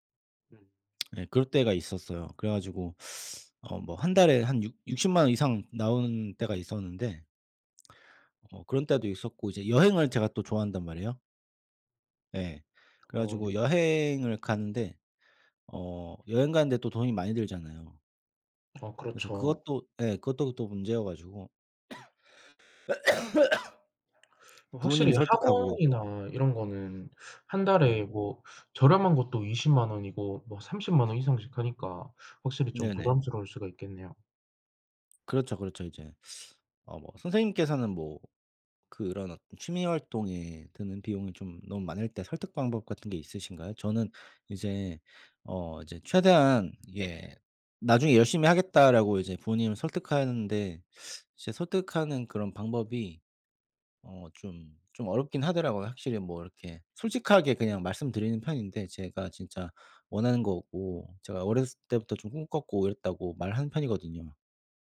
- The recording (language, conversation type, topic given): Korean, unstructured, 취미 활동에 드는 비용이 너무 많을 때 상대방을 어떻게 설득하면 좋을까요?
- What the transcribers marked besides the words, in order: lip smack; teeth sucking; other background noise; cough